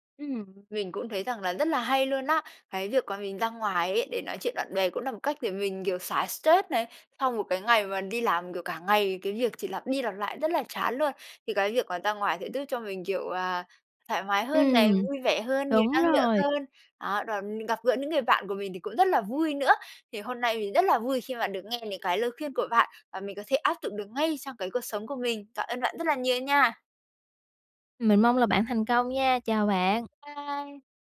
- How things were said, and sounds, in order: other background noise
- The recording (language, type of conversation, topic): Vietnamese, advice, Làm thế nào để tôi thoát khỏi lịch trình hằng ngày nhàm chán và thay đổi thói quen sống?